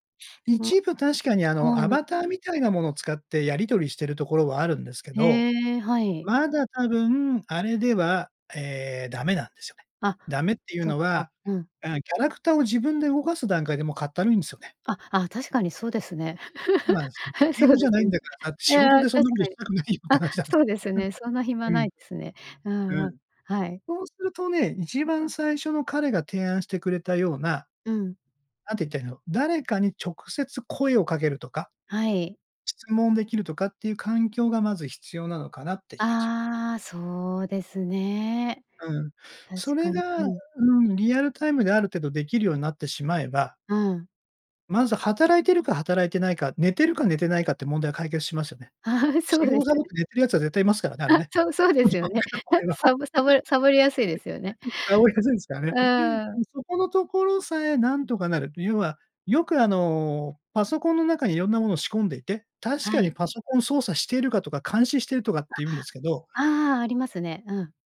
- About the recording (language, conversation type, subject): Japanese, podcast, これからのリモートワークは将来どのような形になっていくと思いますか？
- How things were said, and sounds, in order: laugh; laughing while speaking: "あ、そうですね"; laughing while speaking: "したくないよって話なんですよ"; laughing while speaking: "ああ、そうですね"; laughing while speaking: "あ、そう、そうですよね"; laughing while speaking: "そう の場合は。 サボりやすいすからね"; unintelligible speech; laugh